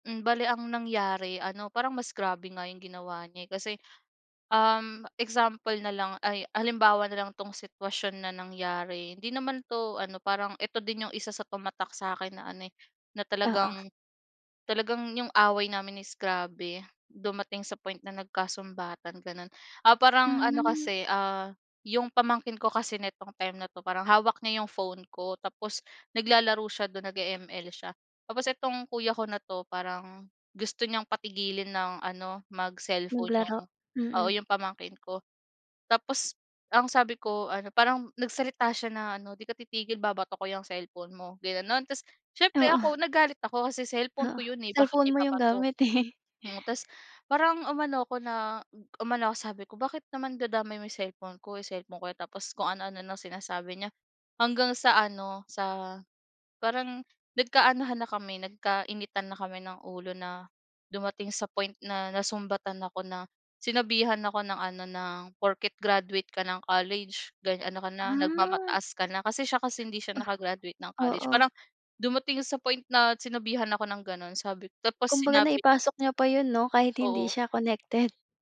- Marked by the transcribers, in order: other background noise; tapping; snort; laughing while speaking: "eh"
- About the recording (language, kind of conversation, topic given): Filipino, podcast, Paano mo nilulutas ang alitan sa pamilya kapag umiinit na ang ulo mo?